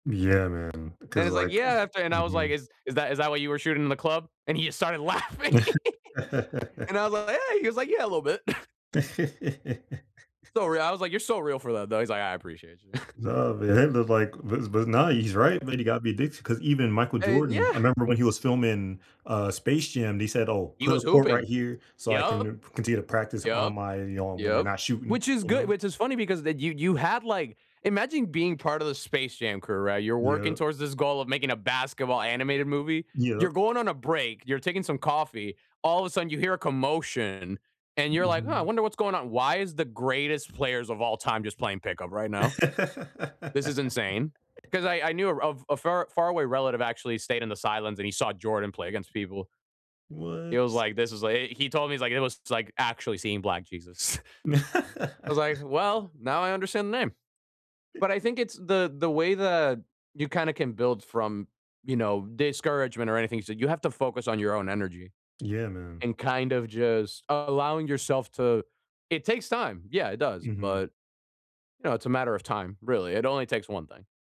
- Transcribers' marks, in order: other background noise; laugh; laughing while speaking: "laughing"; laugh; scoff; laugh; laugh; laughing while speaking: "Jesus"; laugh; tapping
- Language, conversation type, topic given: English, unstructured, How do you stay motivated when working toward big dreams?